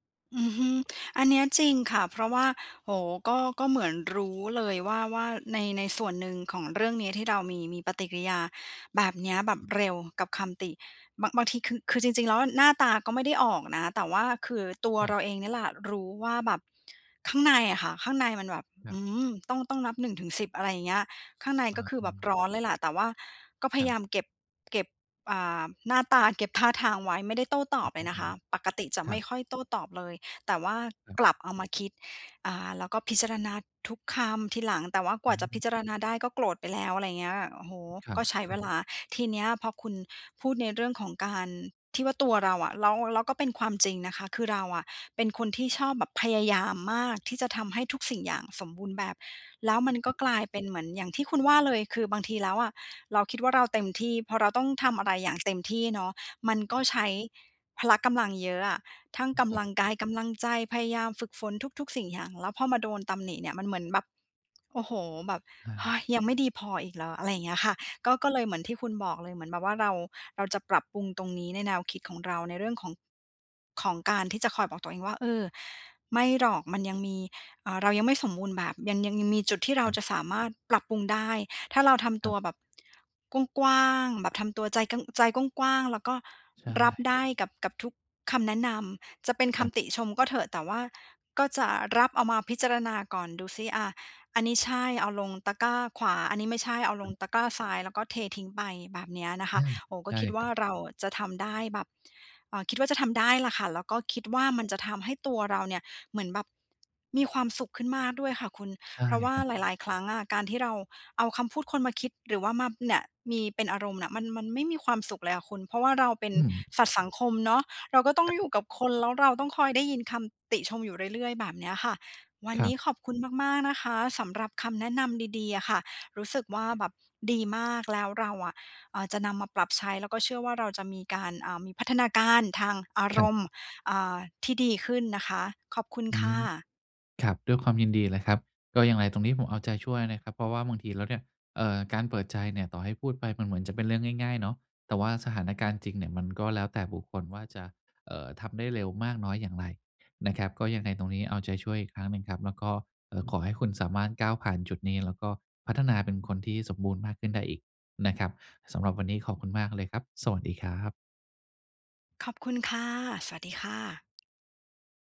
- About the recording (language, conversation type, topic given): Thai, advice, ฉันควรจัดการกับอารมณ์ของตัวเองเมื่อได้รับคำติชมอย่างไร?
- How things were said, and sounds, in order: other background noise; lip smack; tapping; "สามารถ" said as "สาม่าน"